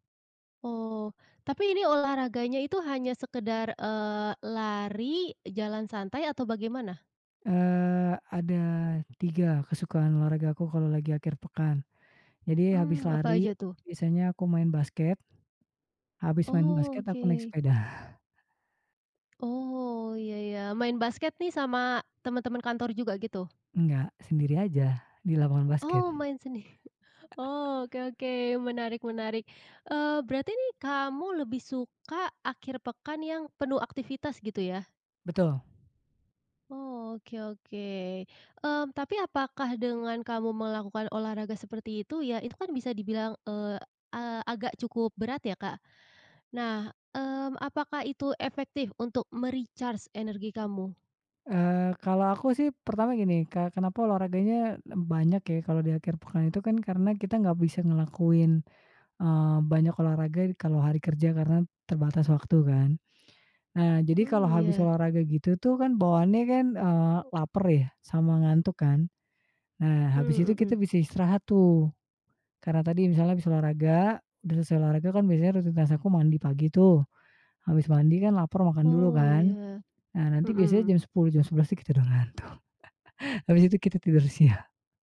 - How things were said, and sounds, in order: tapping; laughing while speaking: "sendiri?"; in English: "me-recharge"; "rutinitas" said as "rutintas"; chuckle
- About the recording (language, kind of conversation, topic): Indonesian, podcast, Bagaimana kamu memanfaatkan akhir pekan untuk memulihkan energi?
- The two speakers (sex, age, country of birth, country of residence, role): female, 25-29, Indonesia, Indonesia, host; female, 35-39, Indonesia, Indonesia, guest